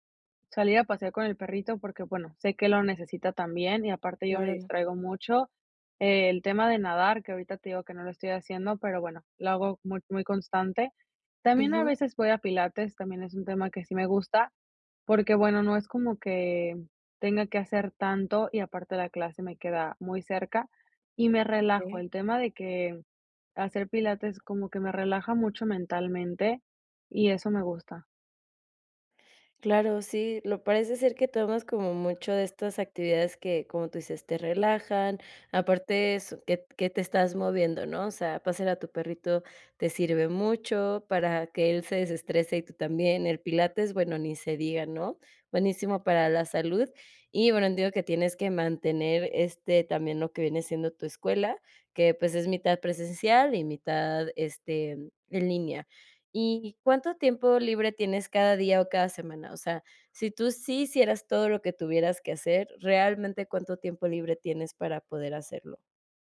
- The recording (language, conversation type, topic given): Spanish, advice, ¿Cómo puedo equilibrar mis pasatiempos con mis obligaciones diarias sin sentirme culpable?
- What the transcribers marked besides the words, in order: none